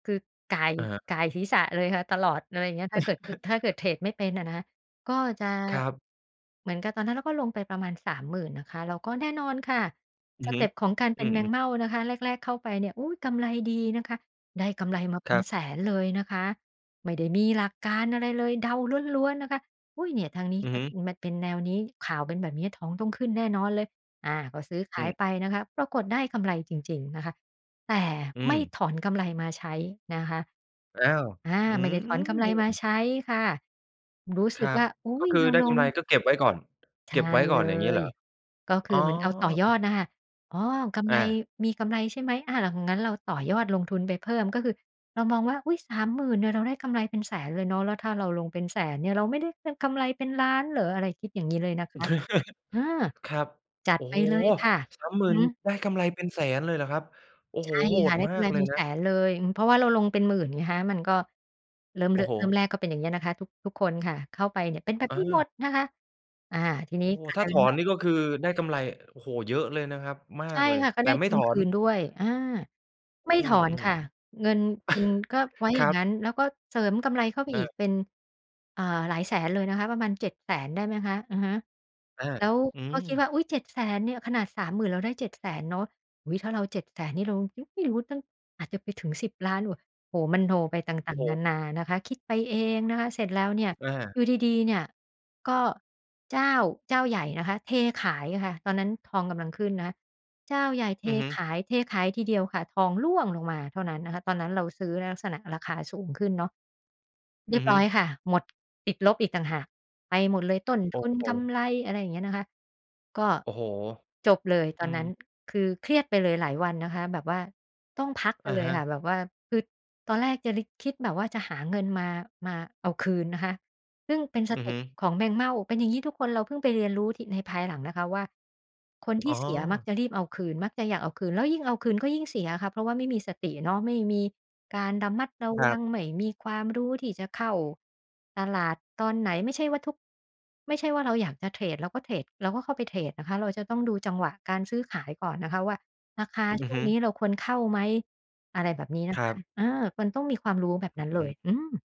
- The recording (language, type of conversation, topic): Thai, podcast, คุณเคยทำโปรเจกต์เรียนรู้ด้วยตัวเองที่ภูมิใจไหม?
- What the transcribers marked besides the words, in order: laugh; other background noise; drawn out: "อืม"; tapping; chuckle; stressed: "ร่วง"